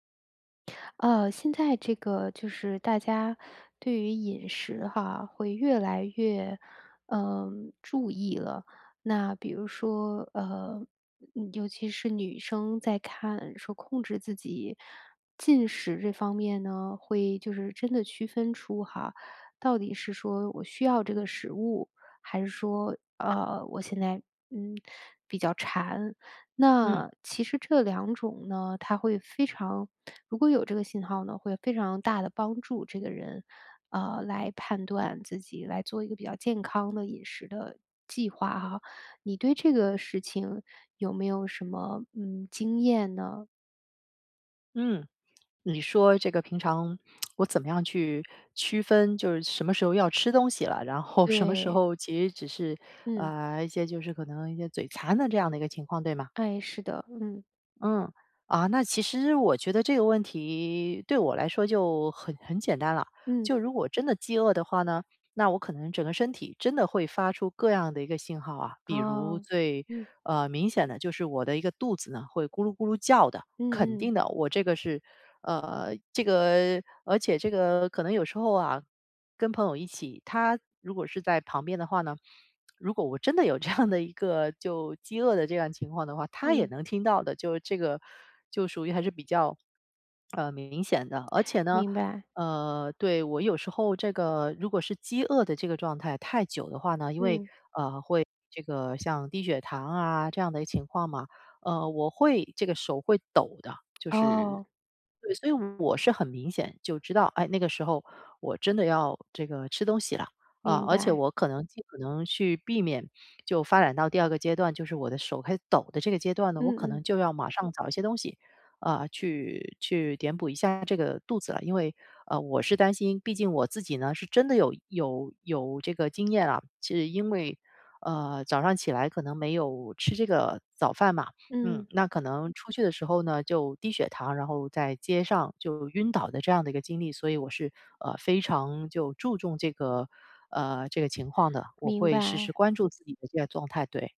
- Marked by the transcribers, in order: lip smack; laughing while speaking: "有这样"; other background noise
- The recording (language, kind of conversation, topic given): Chinese, podcast, 你平常如何区分饥饿和只是想吃东西？